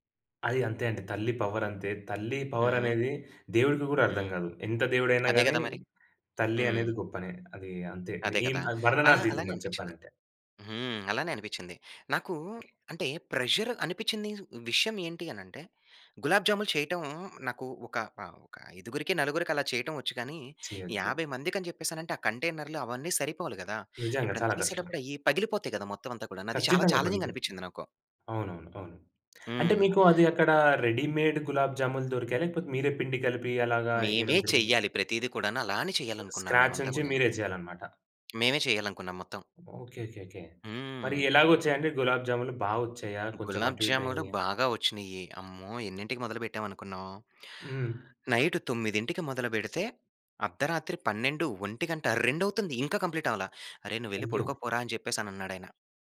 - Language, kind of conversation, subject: Telugu, podcast, అతిథుల కోసం వండేటప్పుడు ఒత్తిడిని ఎలా ఎదుర్కొంటారు?
- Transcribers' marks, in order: tapping; in English: "ప్రెజర్"; other noise; other background noise; in English: "ఛాలెంజింగ్‌గా"; in English: "రెడీమేడ్"; in English: "స్క్రాచ్"